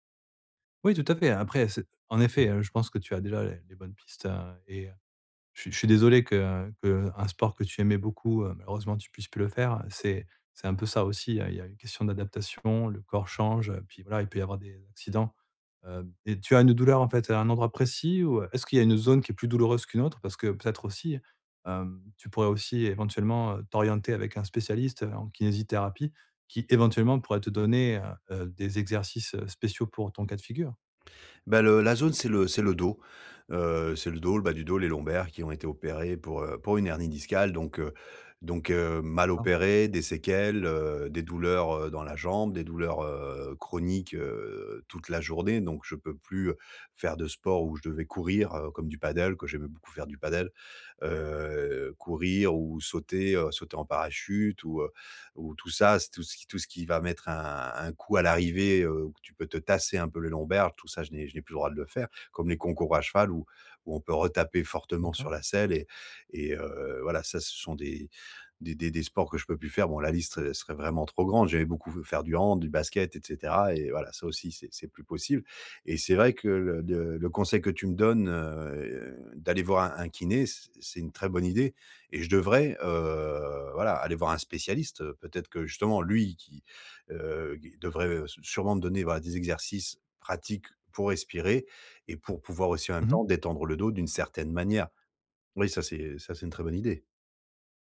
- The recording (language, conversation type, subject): French, advice, Comment la respiration peut-elle m’aider à relâcher la tension corporelle ?
- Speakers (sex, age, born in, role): male, 40-44, France, advisor; male, 40-44, France, user
- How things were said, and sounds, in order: drawn out: "heu"